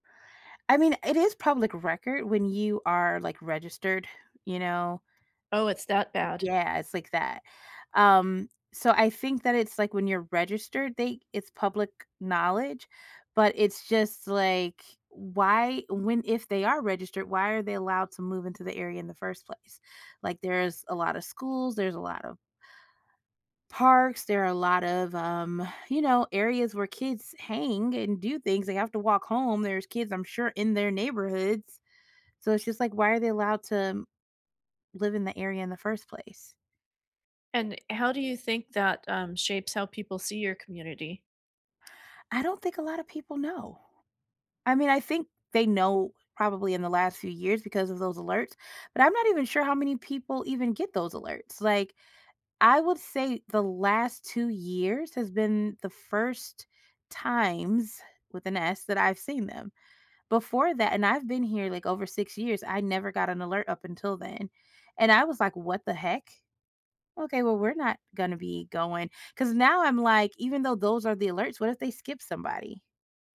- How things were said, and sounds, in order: none
- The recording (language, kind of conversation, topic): English, unstructured, What is a story about your community that still surprises you?